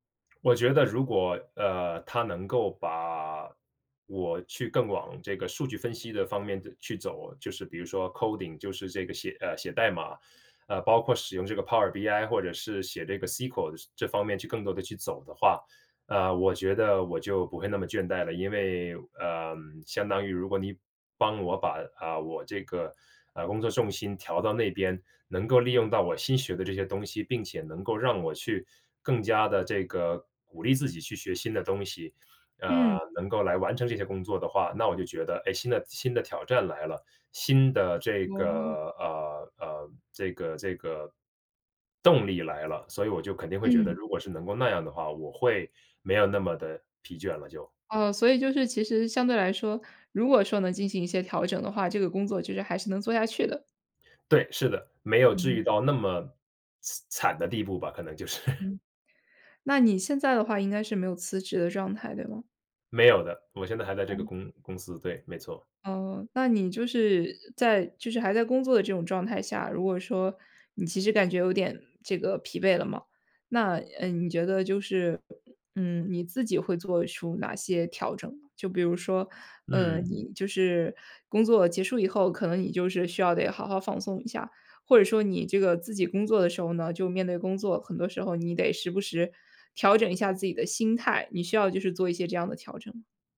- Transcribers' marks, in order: other background noise; in English: "coding"; "惨" said as "呲"; laughing while speaking: "就是"; other noise
- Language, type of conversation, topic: Chinese, podcast, 你有过职业倦怠的经历吗？